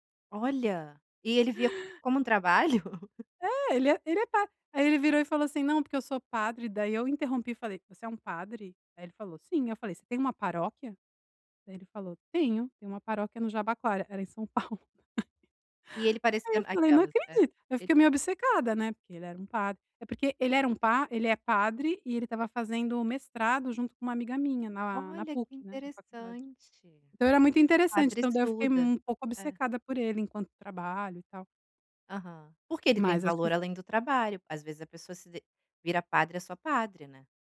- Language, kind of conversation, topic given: Portuguese, advice, Como posso reconhecer meu valor além do trabalho?
- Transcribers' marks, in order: chuckle; chuckle; tapping